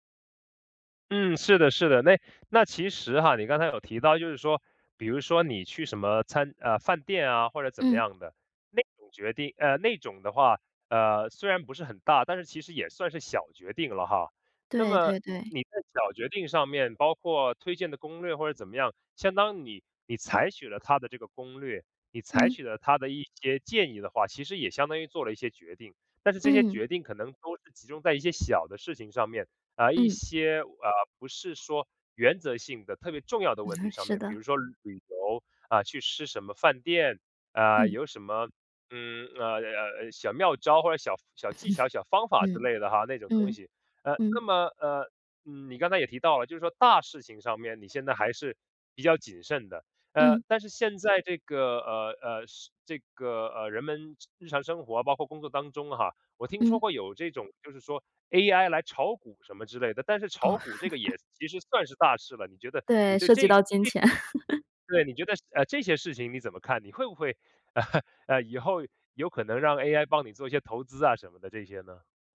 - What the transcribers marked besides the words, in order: other background noise; laughing while speaking: "嗯"; chuckle; laugh; laughing while speaking: "金钱"; laugh; laugh; laughing while speaking: "呃，以后有可能让AI帮你做一些投资啊什么的这些呢？"
- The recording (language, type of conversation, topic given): Chinese, podcast, 你怎么看人工智能帮我们做决定这件事？